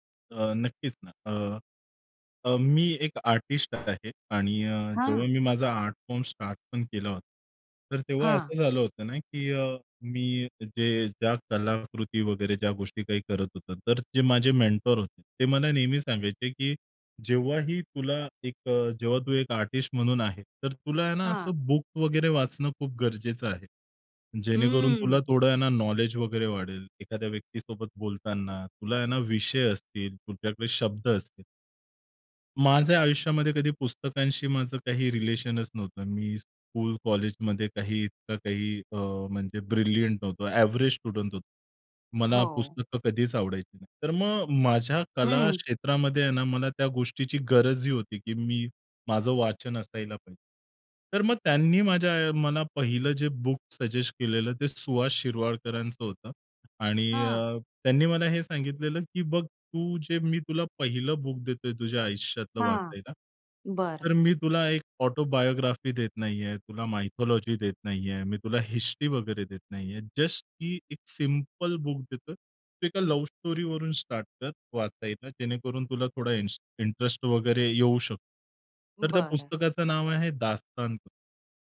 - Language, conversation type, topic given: Marathi, podcast, प्रेरणा तुम्हाला मुख्यतः कुठून मिळते, सोप्या शब्दात सांगा?
- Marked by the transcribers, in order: in English: "आर्टिस्ट"; tapping; in English: "आर्ट फॉर्म स्टार्ट"; in English: "मेंटर"; in English: "आर्टिस्ट"; in English: "बुक"; drawn out: "हम्म"; in English: "नॉलेज"; in English: "रिलेशनच"; in English: "स्कूल"; in English: "ब्रिलियंट"; in English: "एव्हरेज स्टुडंट"; in English: "बुक सजेस्ट"; in English: "बुक"; in English: "ऑटोबायोग्राफी"; in English: "मायथॉलॉजी"; in English: "हिस्ट्री"; in English: "जस्ट"; in English: "सिंपल बुक"; in English: "लव्ह स्टोरीवरून स्टार्ट"; in English: "इंटरेस्ट"